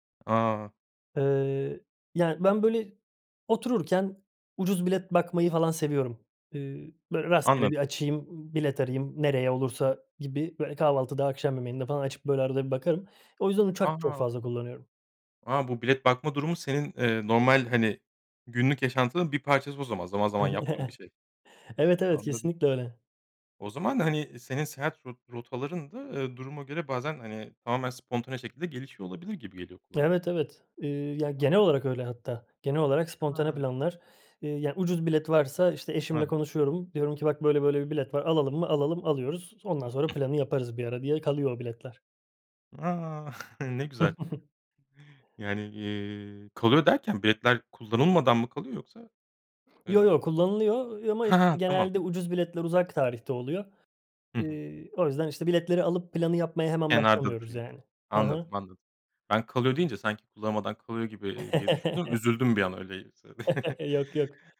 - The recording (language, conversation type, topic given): Turkish, podcast, En iyi seyahat tavsiyen nedir?
- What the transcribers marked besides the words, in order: chuckle; tapping; chuckle; chuckle; chuckle